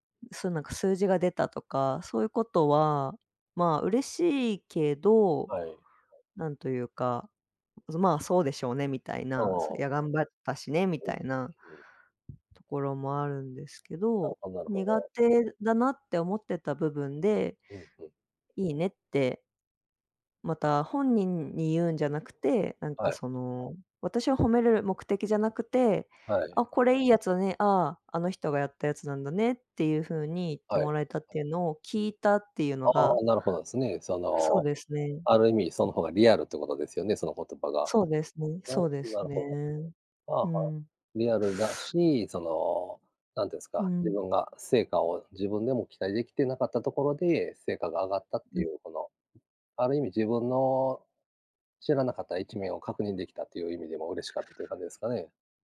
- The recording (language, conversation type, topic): Japanese, unstructured, 仕事で一番嬉しかった経験は何ですか？
- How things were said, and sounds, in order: tapping; other background noise; other noise